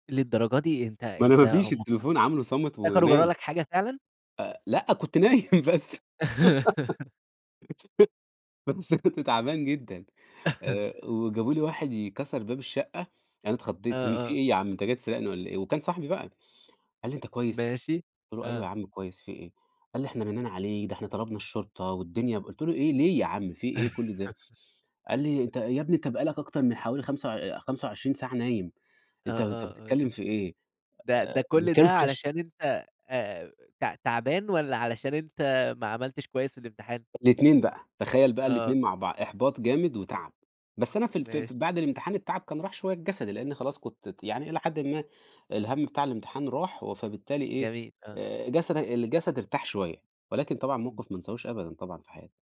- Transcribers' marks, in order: laughing while speaking: "ما أنا ما فيش"; laughing while speaking: "نايم بس"; laugh; unintelligible speech; laugh; chuckle; chuckle
- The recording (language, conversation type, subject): Arabic, podcast, إزاي بتلاقي الإلهام لما تكون مُحبط؟